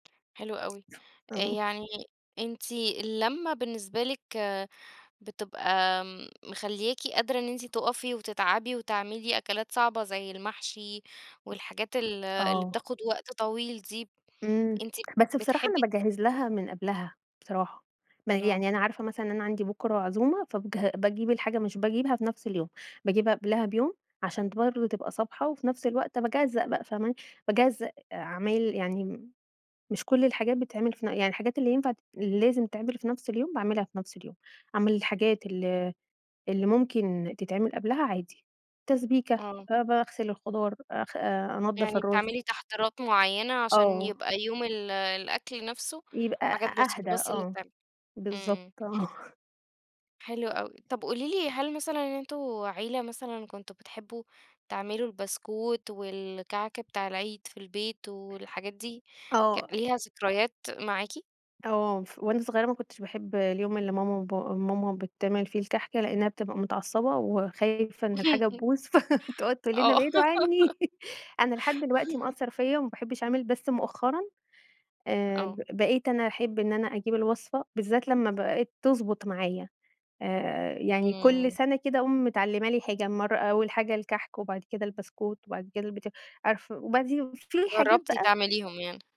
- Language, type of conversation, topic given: Arabic, podcast, إيه الطبق اللي دايمًا بيرتبط عندكم بالأعياد أو بطقوس العيلة؟
- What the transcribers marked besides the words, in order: tapping; laughing while speaking: "آه"; laugh; laughing while speaking: "فتقعد تقول لنا: ابعدوا عنّي"; laugh